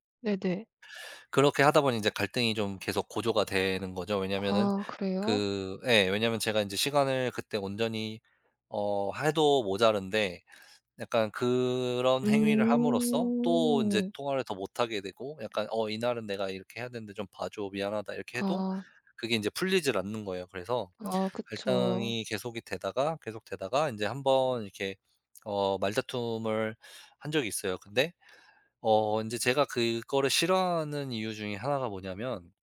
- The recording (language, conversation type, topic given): Korean, advice, 갈등 상황에서 말다툼을 피하게 되는 이유는 무엇인가요?
- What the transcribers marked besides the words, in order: tapping; other background noise